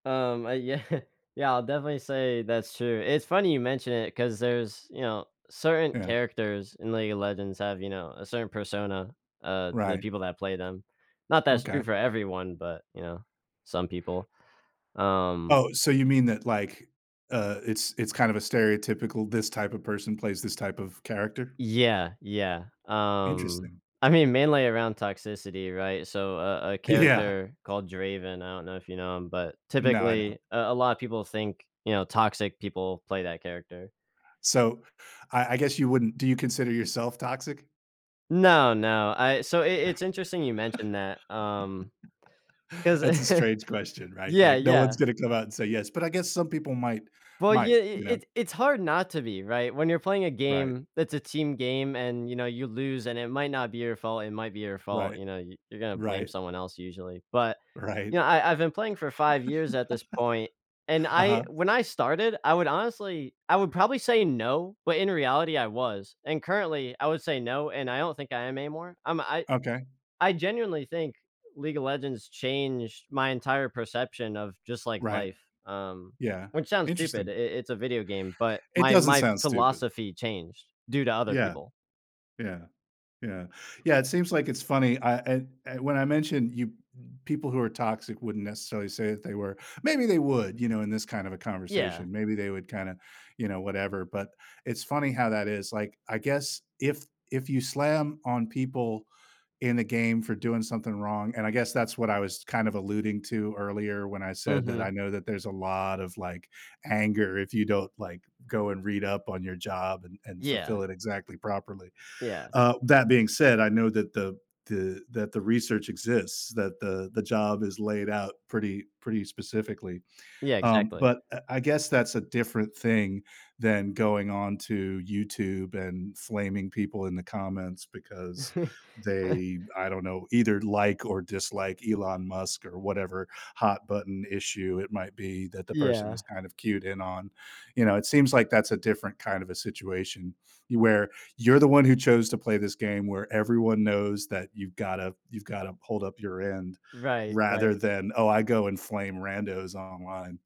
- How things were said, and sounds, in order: laughing while speaking: "yeah"; tapping; other background noise; laughing while speaking: "Yeah"; laugh; chuckle; laughing while speaking: "Right"; laugh; chuckle
- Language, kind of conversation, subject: English, unstructured, What draws you more to a game—the deeper questions it explores or the excitement of its action?
- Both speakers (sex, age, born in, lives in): male, 18-19, United States, United States; male, 50-54, United States, United States